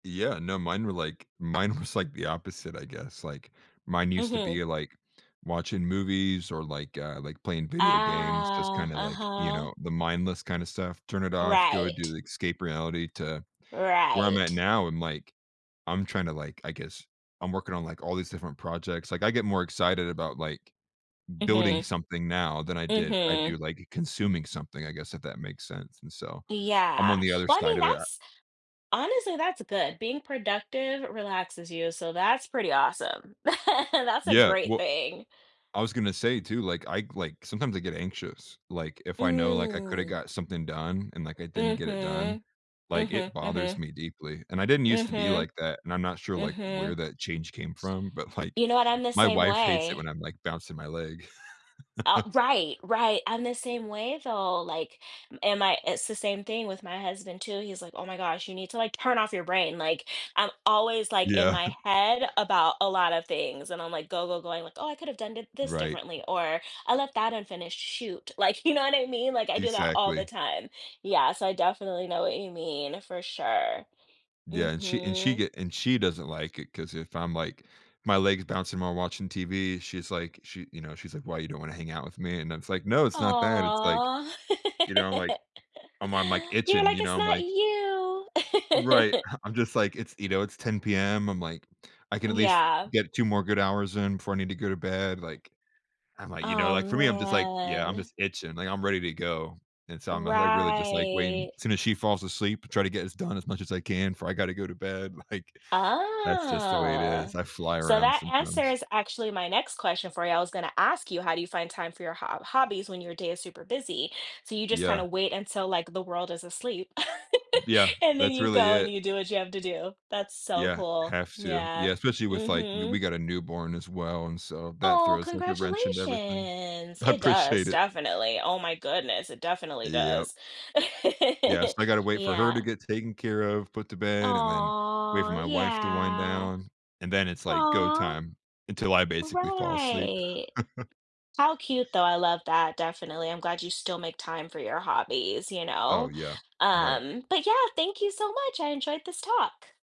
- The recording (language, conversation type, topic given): English, unstructured, Why do you think having hobbies can make it easier to cope with stress?
- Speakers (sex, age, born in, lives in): female, 40-44, United States, United States; male, 30-34, United States, United States
- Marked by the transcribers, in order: laughing while speaking: "was"; drawn out: "Ah"; chuckle; laughing while speaking: "like"; chuckle; other background noise; chuckle; tapping; drawn out: "Aw"; laugh; drawn out: "you"; laugh; drawn out: "Right"; drawn out: "Ah"; laughing while speaking: "Like"; chuckle; drawn out: "congratulations"; laughing while speaking: "I appreciate"; laugh; drawn out: "Aw. Yeah"; drawn out: "Right"; chuckle